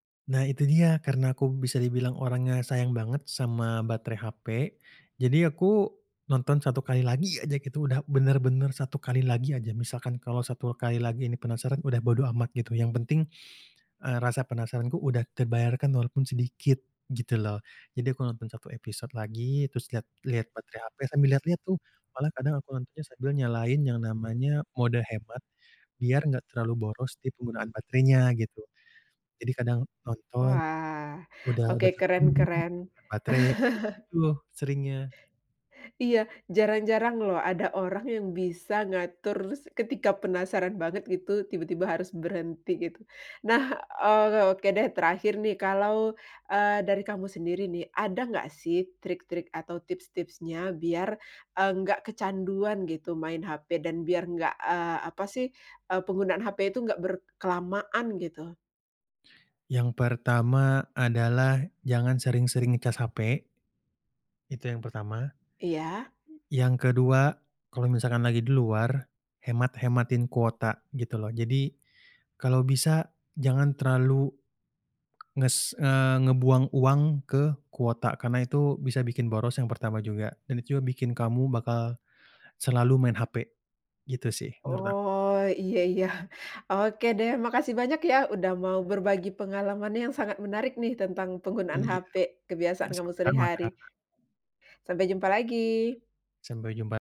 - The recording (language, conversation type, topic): Indonesian, podcast, Bagaimana kebiasaanmu menggunakan ponsel pintar sehari-hari?
- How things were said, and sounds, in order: stressed: "lagi"; chuckle; other background noise; tongue click